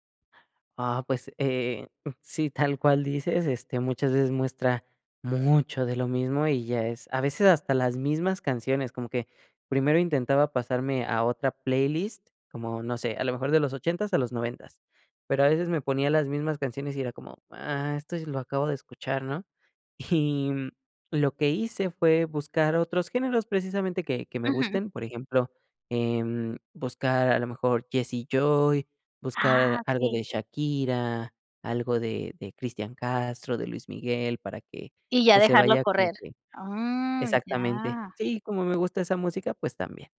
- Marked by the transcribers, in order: chuckle
- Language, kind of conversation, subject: Spanish, podcast, ¿Cómo descubres nueva música hoy en día?